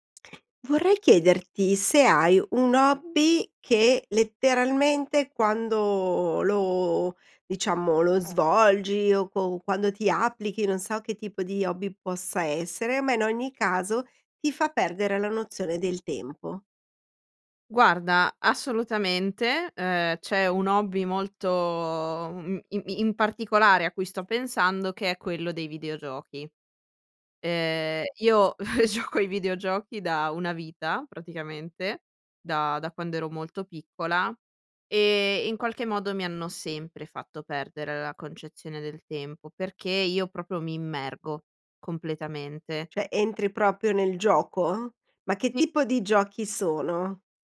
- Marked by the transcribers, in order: other background noise; chuckle; laughing while speaking: "gioco"; tapping; "proprio" said as "propio"; "proprio" said as "propio"; "Sì" said as "tì"
- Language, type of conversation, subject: Italian, podcast, Raccontami di un hobby che ti fa perdere la nozione del tempo?